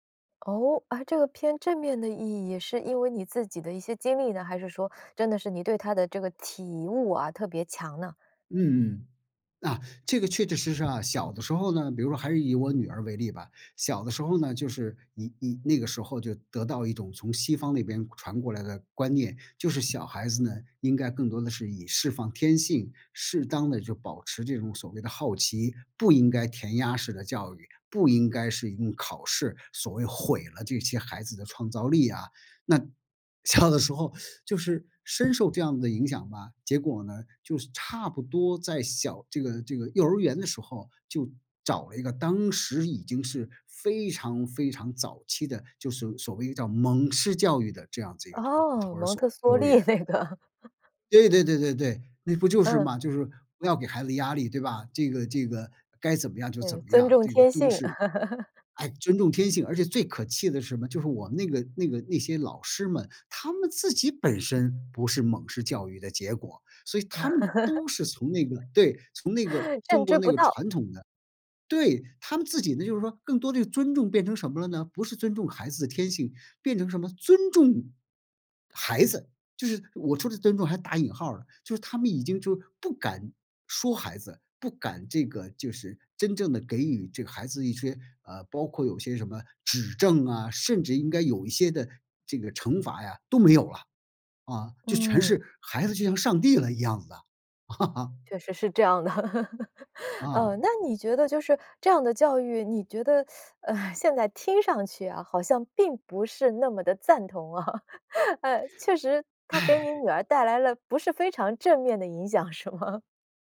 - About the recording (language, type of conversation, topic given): Chinese, podcast, 你怎么看待当前的应试教育现象？
- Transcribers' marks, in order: other background noise; laughing while speaking: "梭利那个"; laugh; laugh; laugh; chuckle; laugh; teeth sucking; laugh; sigh; laughing while speaking: "是吗？"